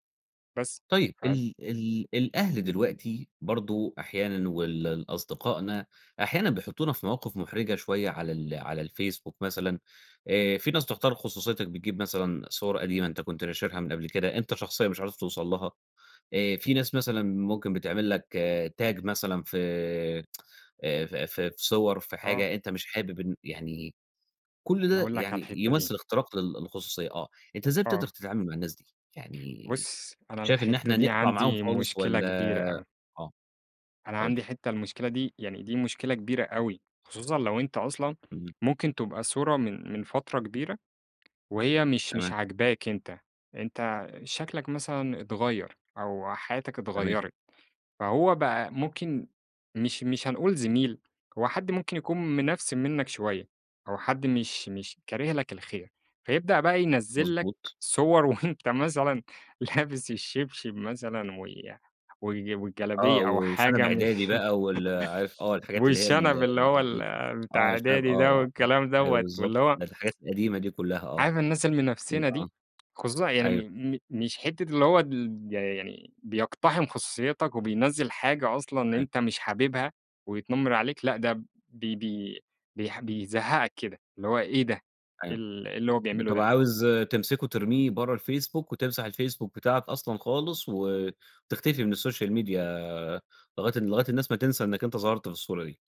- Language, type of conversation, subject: Arabic, podcast, إزاي بتحافظ على خصوصيتك على السوشيال ميديا؟
- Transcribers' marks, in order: in English: "tag"; tsk; tapping; laughing while speaking: "لابس الشبشب"; laughing while speaking: "حاجة مش والشنب اللي هو ال بتاع إعدادي ده الكلام دوّة"; laugh; tsk; unintelligible speech; in English: "السوشيال ميديا"